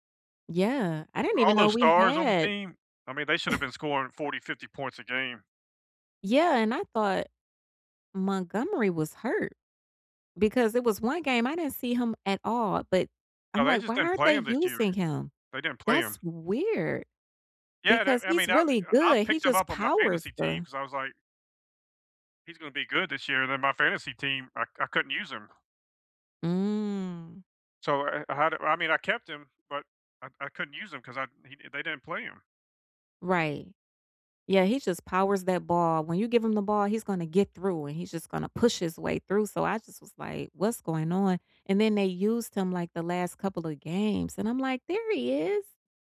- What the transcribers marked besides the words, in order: chuckle; put-on voice: "There he is!"
- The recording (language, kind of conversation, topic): English, unstructured, How do you balance being a supportive fan and a critical observer when your team is struggling?